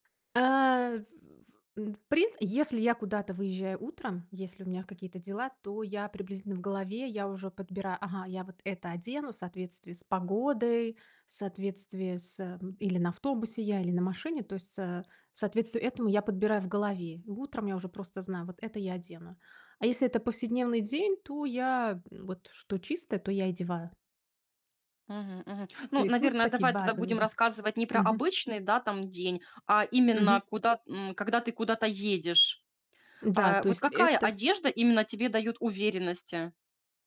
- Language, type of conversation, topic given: Russian, podcast, Какие простые привычки помогают тебе каждый день чувствовать себя увереннее?
- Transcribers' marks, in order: other background noise; tapping